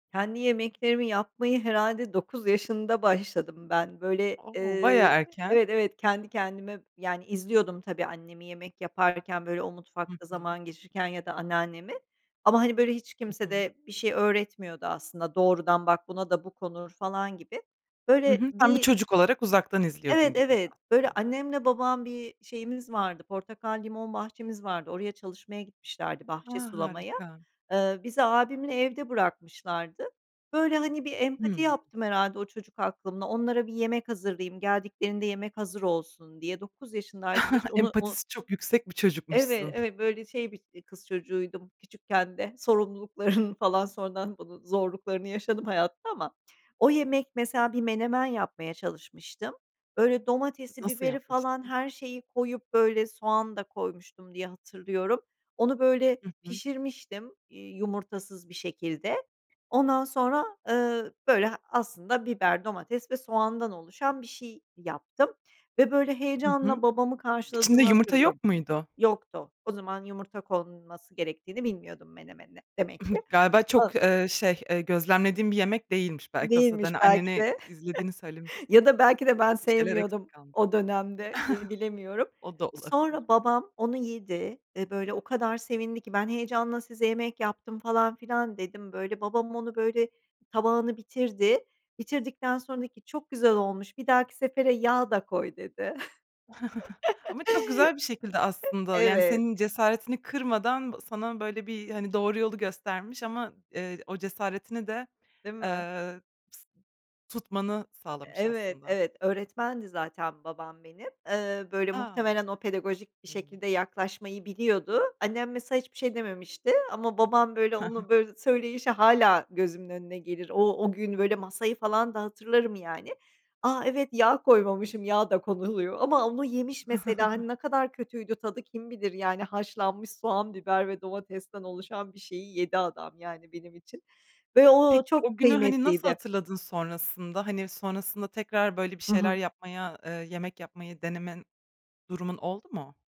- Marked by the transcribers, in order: other background noise; tapping; chuckle; laughing while speaking: "Sorumluluklarını falan"; other noise; unintelligible speech; chuckle; chuckle; giggle; chuckle; unintelligible speech; scoff; chuckle
- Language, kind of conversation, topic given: Turkish, podcast, Kendi yemeklerini yapmayı nasıl öğrendin ve en sevdiğin tarif hangisi?